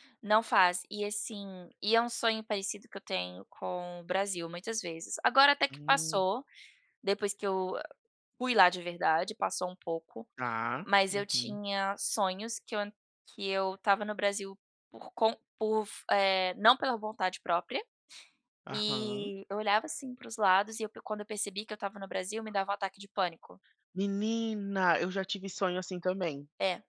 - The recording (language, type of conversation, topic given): Portuguese, unstructured, Qual foi a maior surpresa que o amor lhe trouxe?
- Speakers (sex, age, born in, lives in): female, 30-34, Brazil, United States; male, 30-34, Brazil, United States
- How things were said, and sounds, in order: tapping